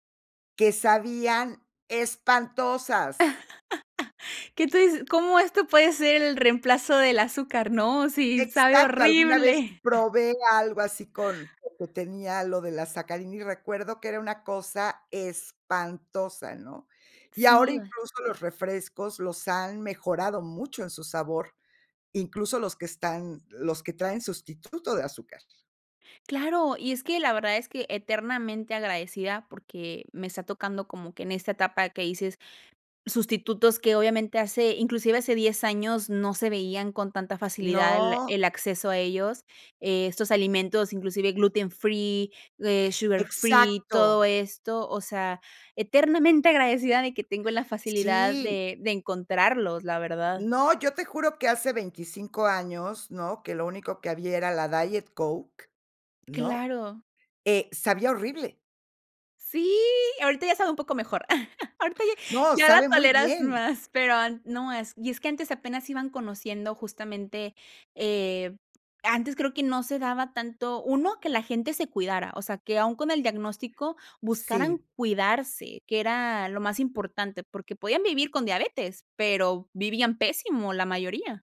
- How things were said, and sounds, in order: laugh; laughing while speaking: "¿Qué tú dices? ¿Cómo esto … si sabe horrible"; chuckle; laughing while speaking: "ahorita ya ya la toleras más"
- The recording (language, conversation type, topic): Spanish, podcast, ¿Cómo te organizas para comer más sano cada semana?